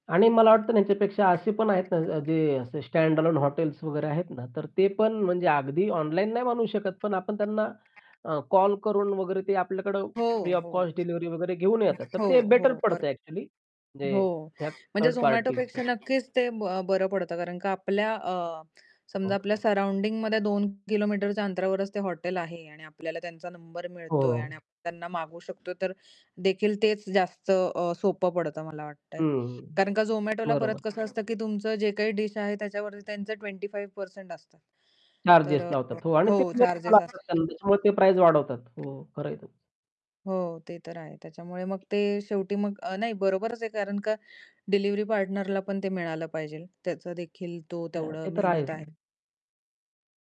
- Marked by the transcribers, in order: unintelligible speech; background speech; in English: "स्टँडअलोन"; unintelligible speech; in English: "फ्री ऑफ कॉस्ट"; distorted speech; in English: "सराउंडिंगमध्ये"; tapping; unintelligible speech; other background noise; "पाहिजे" said as "पाहिजेल"
- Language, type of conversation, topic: Marathi, podcast, भविष्यात ऑनलाइन खरेदीचा अनुभव कसा आणि किती वेगळा होईल?